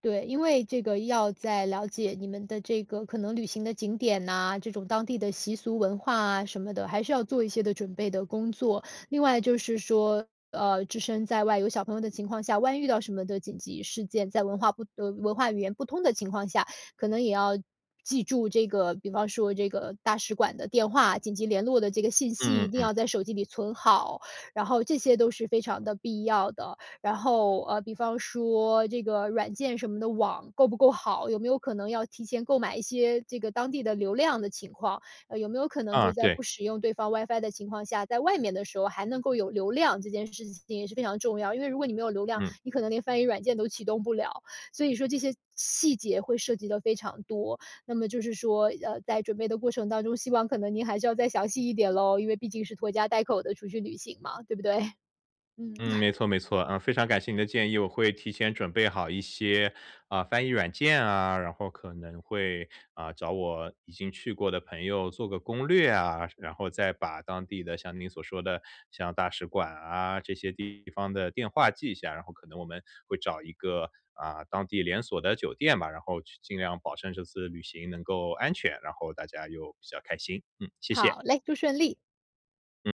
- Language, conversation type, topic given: Chinese, advice, 出国旅行时遇到语言和文化沟通困难，我该如何准备和应对？
- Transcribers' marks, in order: tapping; chuckle